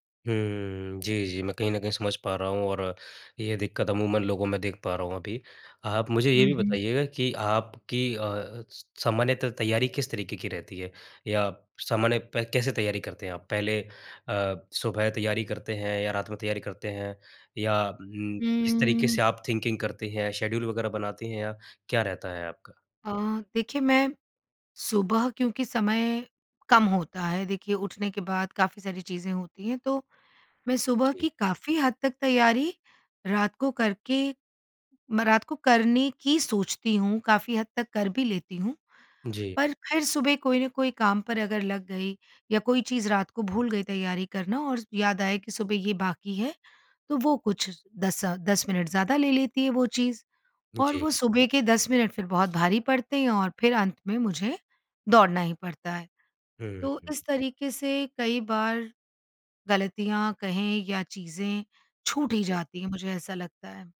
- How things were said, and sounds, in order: in English: "थिंकिंग"; in English: "शेड्यूल"; other background noise
- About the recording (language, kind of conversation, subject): Hindi, advice, दिनचर्या की खराब योजना के कारण आप हमेशा जल्दी में क्यों रहते हैं?